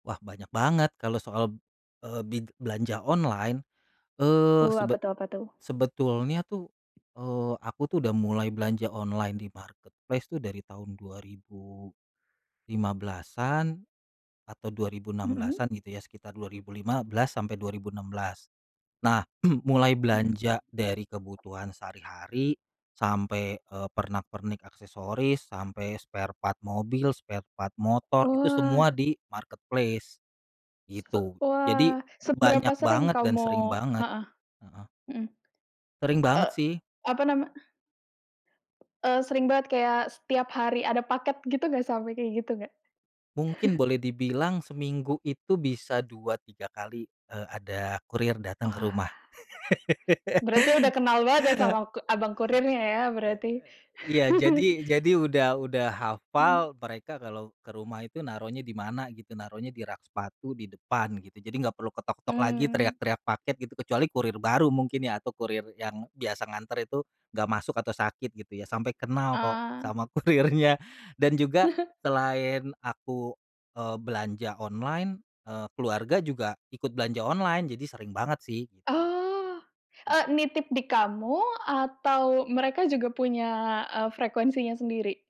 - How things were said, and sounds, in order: tapping; in English: "marketplace"; other background noise; throat clearing; in English: "spare part"; in English: "spare part"; in English: "marketplace"; chuckle; chuckle; other noise; chuckle; chuckle; laughing while speaking: "kurirnya"
- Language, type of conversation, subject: Indonesian, podcast, Apa pengalaman belanja online kamu yang paling berkesan?